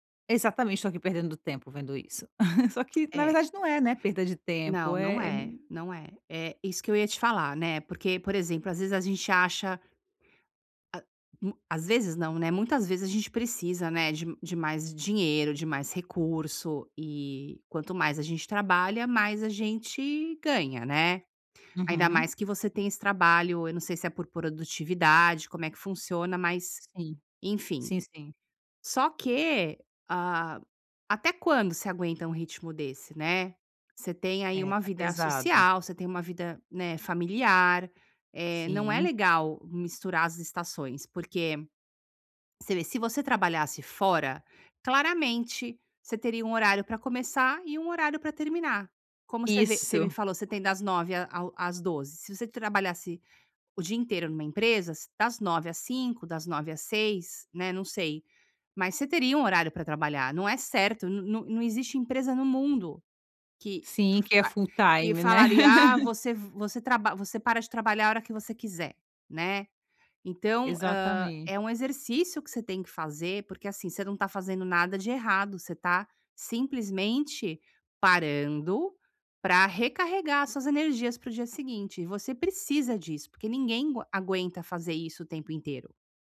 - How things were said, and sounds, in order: tongue click; chuckle; other background noise; tapping; in English: "full time"; laugh
- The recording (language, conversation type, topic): Portuguese, advice, Como posso criar uma rotina diária de descanso sem sentir culpa?